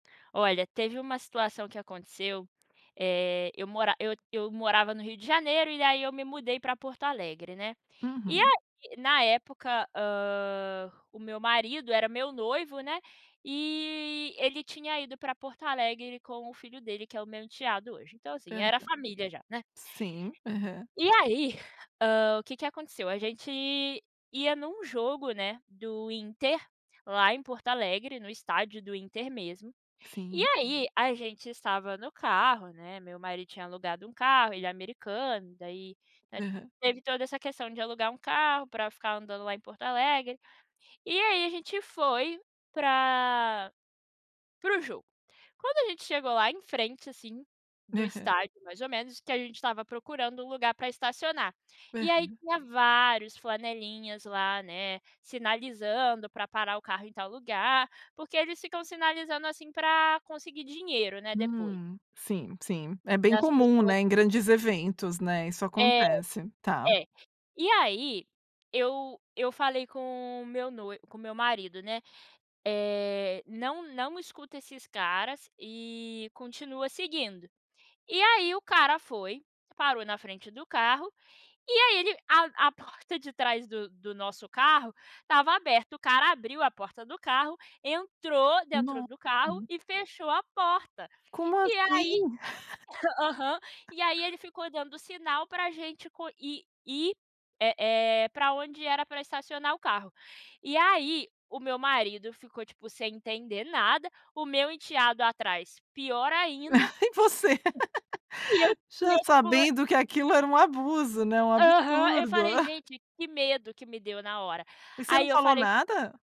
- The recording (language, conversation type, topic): Portuguese, podcast, Você tem alguma história de família que ainda influencia você hoje?
- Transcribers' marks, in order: chuckle; laugh; chuckle; laugh; chuckle